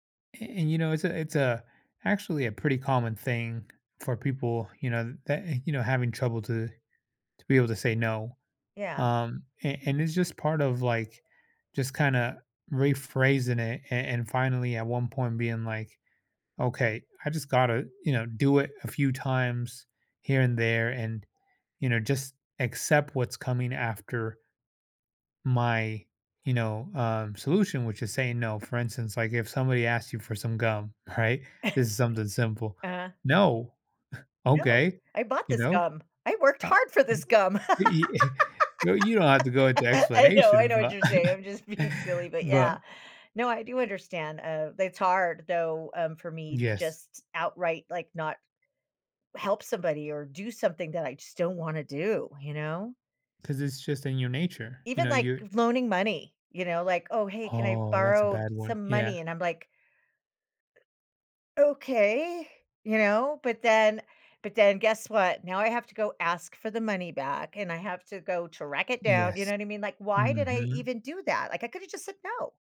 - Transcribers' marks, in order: tapping; chuckle; laughing while speaking: "right?"; chuckle; laugh; laughing while speaking: "I know"; chuckle; laughing while speaking: "being"; chuckle; other background noise
- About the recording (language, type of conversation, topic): English, advice, How can I say no without feeling guilty?